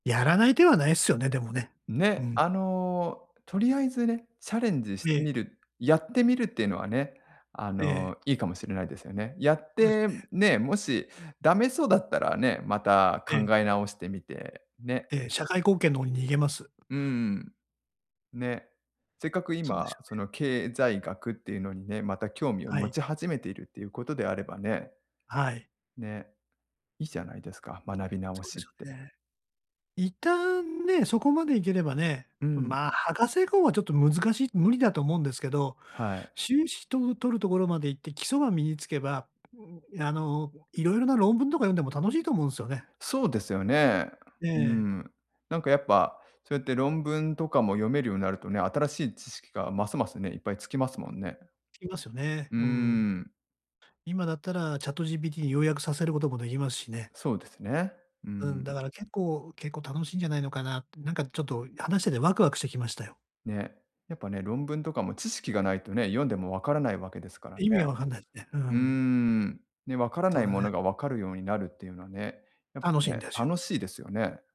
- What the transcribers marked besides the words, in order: tapping
- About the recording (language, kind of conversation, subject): Japanese, advice, 退職後に生きがいを見つけるにはどうすればよいですか？